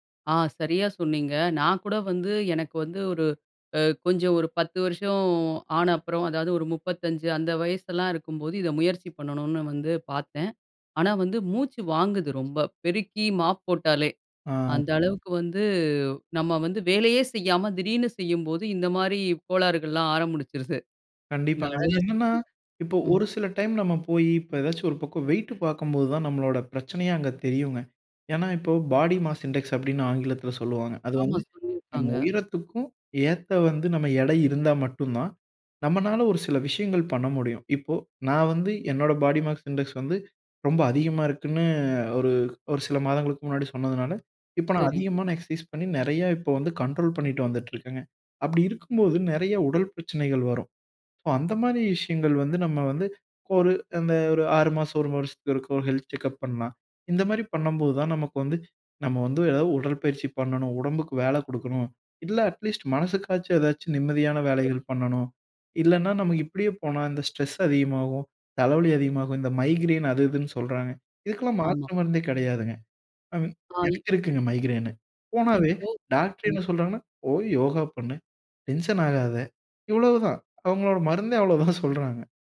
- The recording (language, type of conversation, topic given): Tamil, podcast, ஒவ்வொரு நாளும் உடற்பயிற்சி பழக்கத்தை எப்படி தொடர்ந்து வைத்துக்கொள்கிறீர்கள்?
- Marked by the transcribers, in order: "ஆரம்பிக்கிறது" said as "ஆர முடிச்சுடுது"; in English: "பாடி மாஸ் இண்டெக்ஸ்"; in English: "பாடி மாக்ஸ் இண்டெக்ஸ்"; "பாடி மாஸ் இண்டெக்ஸ்" said as "பாடி மாக்ஸ் இண்டெக்ஸ்"; in English: "ஹெல்த் செக்கப்"; in English: "ஸ்ட்ரெஸ்"; in English: "மைக்ரைன்"; "மாத்திரை" said as "மாத்ர"; unintelligible speech; in English: "மைக்ரைன்"